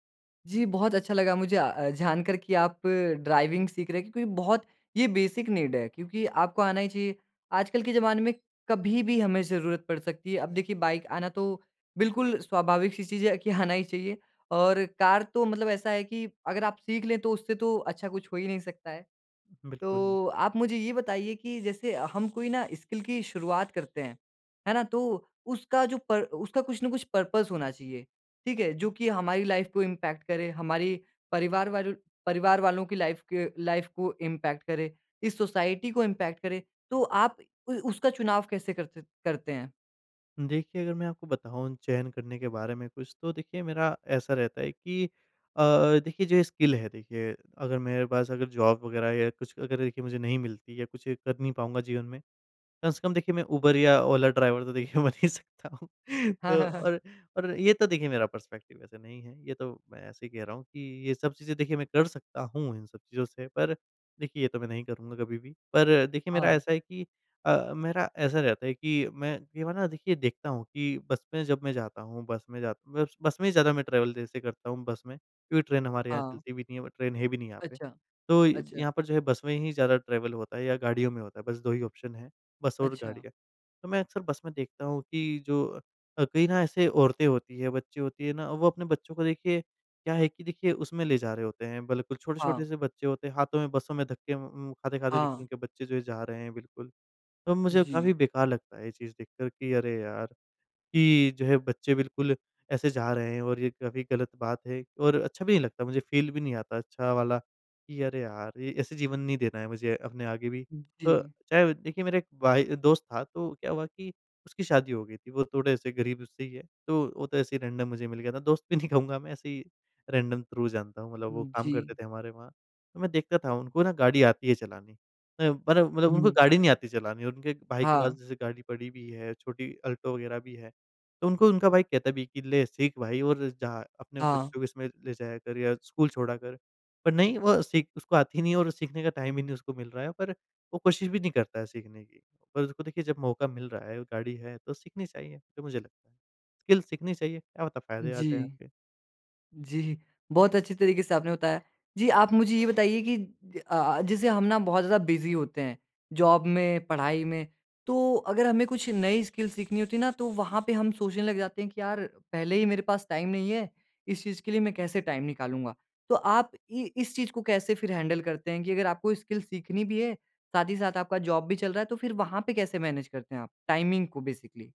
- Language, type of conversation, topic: Hindi, podcast, आप कोई नया कौशल सीखना कैसे शुरू करते हैं?
- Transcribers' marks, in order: in English: "ड्राइविंग"; in English: "बेसिक नीड"; laughing while speaking: "आना"; in English: "स्किल"; in English: "पर्पज़"; in English: "लाइफ"; in English: "इम्पैक्ट"; in English: "लाइफ"; in English: "लाइफ"; in English: "इम्पैक्ट"; in English: "सोसाइटी"; in English: "इम्पैक्ट"; in English: "स्किल"; in English: "जॉब"; laughing while speaking: "देखिए बन नहीं सकता हूँ"; in English: "पर्सपेक्टिव"; in English: "ट्रैवल"; in English: "ट्रैवल"; in English: "ऑप्शन"; in English: "फील"; in English: "रैंडम"; in English: "रैंडम थ्रू"; in English: "टाइम"; in English: "स्किल्स"; in English: "बिज़ी"; in English: "जॉब"; in English: "स्किल्स"; in English: "टाइम"; in English: "टाइम"; in English: "हैंडल"; in English: "स्किल"; in English: "जॉब"; in English: "मैनेज"; in English: "टाइमिंग"; in English: "बेसिकली?"